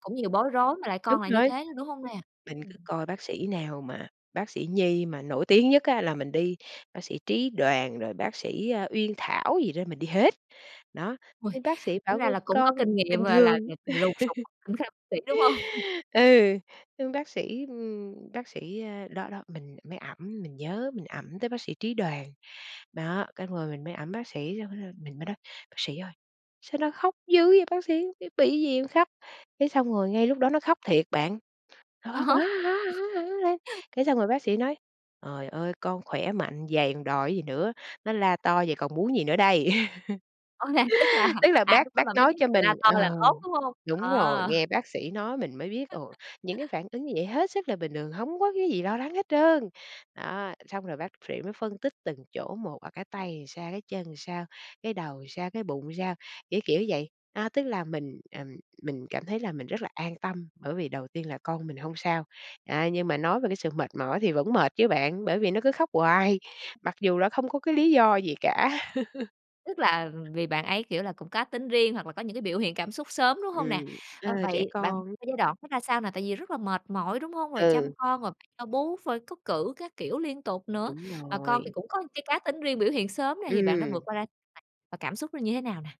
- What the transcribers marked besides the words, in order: unintelligible speech; laugh; unintelligible speech; laughing while speaking: "hông?"; sniff; tapping; unintelligible speech; chuckle; "Trời" said as "Ời"; laugh; laughing while speaking: "là"; unintelligible speech; other background noise; laugh; unintelligible speech
- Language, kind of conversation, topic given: Vietnamese, podcast, Lần đầu làm cha hoặc mẹ, bạn đã cảm thấy thế nào?